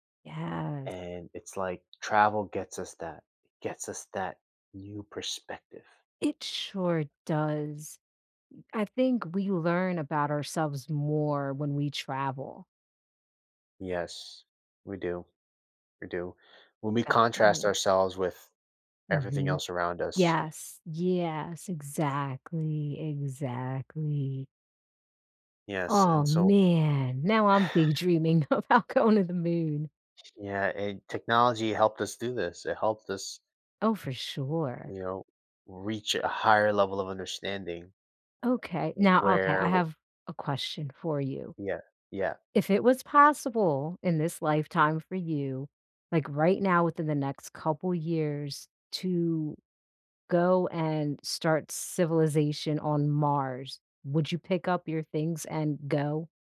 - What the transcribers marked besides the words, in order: unintelligible speech; drawn out: "exactly"; exhale; laughing while speaking: "about going"; other background noise
- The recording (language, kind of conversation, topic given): English, unstructured, How will technology change the way we travel in the future?
- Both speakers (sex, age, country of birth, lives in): female, 40-44, United States, United States; male, 35-39, United States, United States